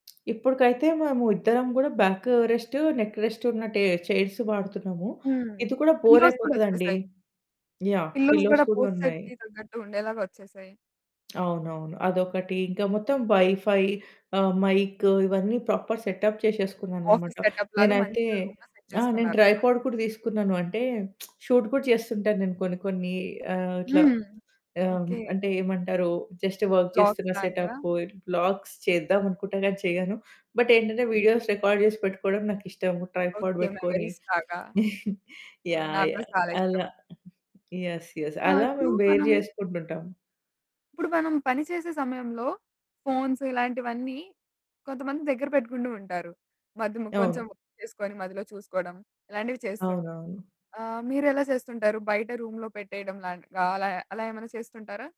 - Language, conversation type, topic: Telugu, podcast, పని చేయడానికి, విశ్రాంతి తీసుకోవడానికి మీ గదిలోని ప్రదేశాన్ని ఎలా విడదీసుకుంటారు?
- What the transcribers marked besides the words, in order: other background noise; in English: "నెక్"; in English: "చైర్స్"; in English: "బోర్"; in English: "పిల్లోస్"; in English: "పిల్లోస్"; in English: "పోశ్చర్‌కి"; in English: "వైఫై"; in English: "మైక్"; in English: "ప్రాపర్ సెటప్"; in English: "ఆఫీస్ సెటప్"; in English: "రూమ్‌లో సెట్"; in English: "ట్రైపడ్"; lip smack; in English: "షూట్"; in English: "జస్ట్ వర్క్"; in English: "వ్లాగ్స్"; in English: "సెటప్ వ్లాగ్స్"; in English: "బట్"; in English: "వీడియోస్ రికార్డ్"; in English: "మెమరీస్"; in English: "ట్రైపడ్"; chuckle; in English: "యెస్. యెస్"; in English: "బేర్"; in English: "ఫోన్స్"; in English: "రూమ్‌లో"